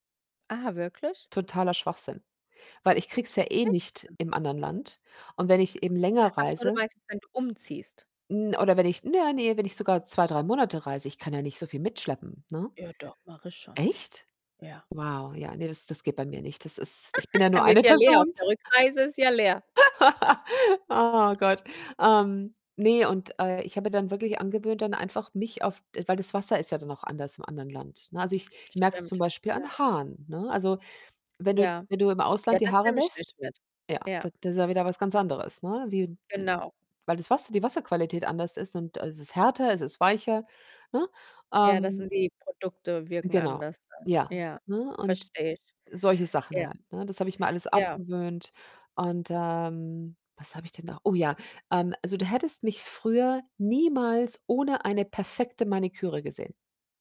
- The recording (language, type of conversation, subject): German, podcast, Was nimmst du von einer Reise mit nach Hause, wenn du keine Souvenirs kaufst?
- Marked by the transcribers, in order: static; unintelligible speech; distorted speech; joyful: "ich bin ja nur eine Person"; laugh; other background noise; laugh